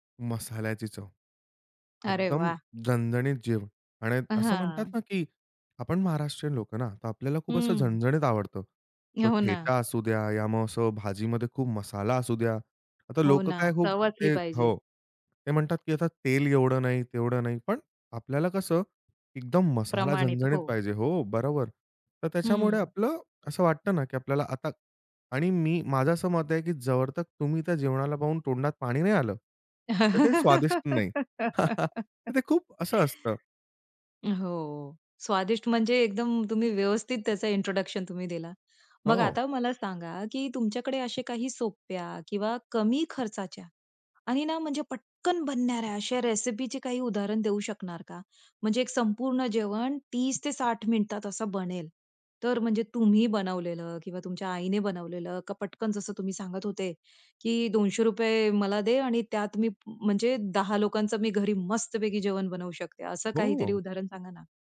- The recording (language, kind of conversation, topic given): Marathi, podcast, बजेटच्या मर्यादेत स्वादिष्ट जेवण कसे बनवता?
- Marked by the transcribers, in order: laugh; chuckle; in English: "इंट्रोडक्शन"; in English: "रेसिपीचे"